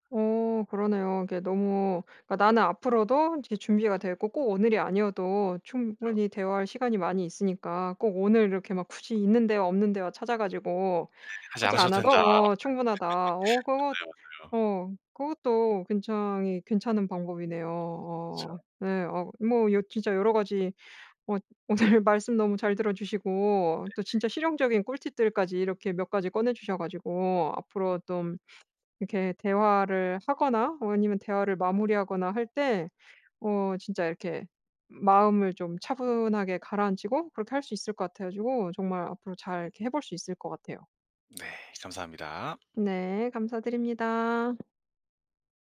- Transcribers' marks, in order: laugh; laughing while speaking: "오늘"; "쫌" said as "똠"; other background noise; tapping
- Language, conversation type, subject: Korean, advice, 사적 시간을 실용적으로 보호하려면 어디서부터 어떻게 시작하면 좋을까요?
- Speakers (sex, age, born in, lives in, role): female, 35-39, South Korea, France, user; male, 25-29, South Korea, South Korea, advisor